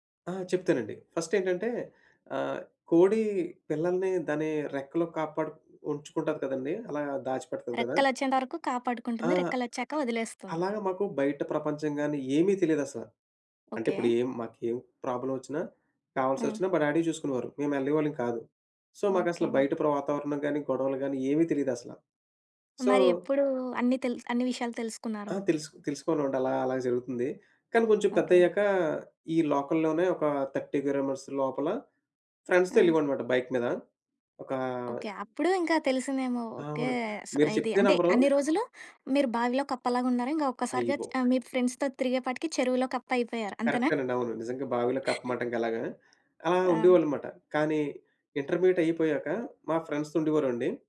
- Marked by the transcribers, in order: in English: "ఫస్ట్"; in English: "ప్రాబ్లమ్"; in English: "డ్యాడీ"; in English: "సో"; in English: "సో"; in English: "లోకల్‌లోనే"; in English: "థర్టీ కిలోమీటర్స్"; in English: "ఫ్రెండ్స్‌తో"; in English: "ఫ్రెండ్స్‌తో"; chuckle; in English: "ఇంటర్మీడియేట్"; in English: "ఫ్రెండ్స్"
- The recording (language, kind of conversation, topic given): Telugu, podcast, ఒంటరి ప్రయాణంలో సురక్షితంగా ఉండేందుకు మీరు పాటించే ప్రధాన నియమాలు ఏమిటి?